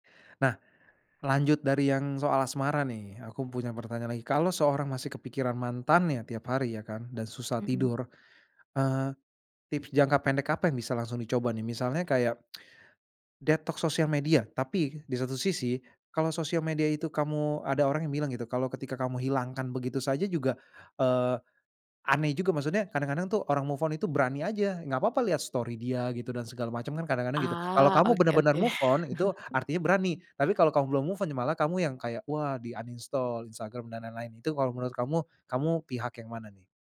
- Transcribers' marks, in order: other background noise; in English: "move on"; in English: "move on"; laugh; in English: "move on"; in English: "uninstall"
- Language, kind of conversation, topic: Indonesian, podcast, Apa yang paling membantu saat susah move on?